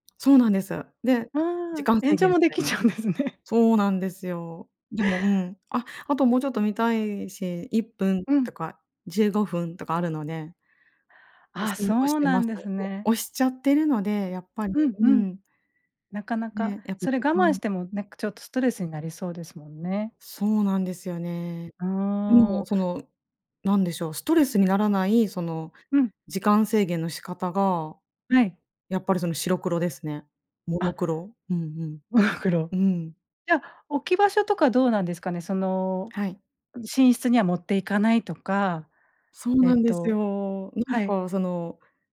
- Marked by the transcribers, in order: laughing while speaking: "できちゃうんですね"; laughing while speaking: "モノクロ"
- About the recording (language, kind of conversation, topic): Japanese, podcast, スマホ時間の管理、どうしていますか？